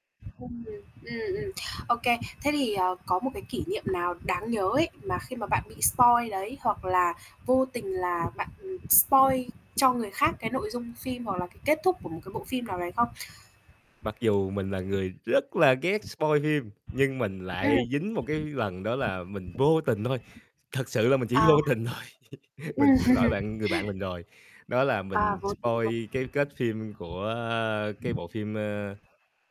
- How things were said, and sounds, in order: static; unintelligible speech; tapping; in English: "spoil"; in English: "spoil"; in English: "spoil"; laughing while speaking: "mình chỉ vô tình thôi"; chuckle; unintelligible speech; in English: "spoil"
- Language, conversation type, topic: Vietnamese, podcast, Bạn ghét bị tiết lộ nội dung trước hay thích biết trước cái kết?